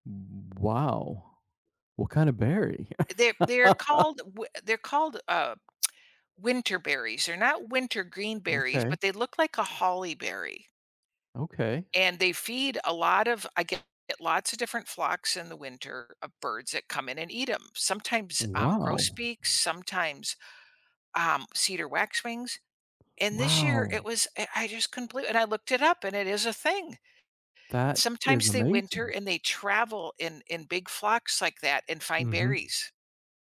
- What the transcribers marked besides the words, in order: laugh; lip smack; tapping
- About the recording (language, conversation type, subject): English, unstructured, How have encounters with animals or nature impacted your perspective?
- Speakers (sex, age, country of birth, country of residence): female, 65-69, United States, United States; male, 55-59, United States, United States